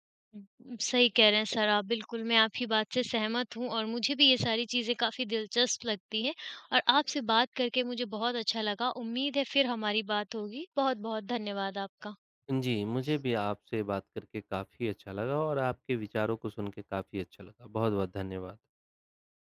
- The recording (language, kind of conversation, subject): Hindi, unstructured, आपके जीवन में प्रौद्योगिकी ने क्या-क्या बदलाव किए हैं?
- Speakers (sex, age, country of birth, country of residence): female, 40-44, India, India; male, 25-29, India, India
- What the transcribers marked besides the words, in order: other background noise; tapping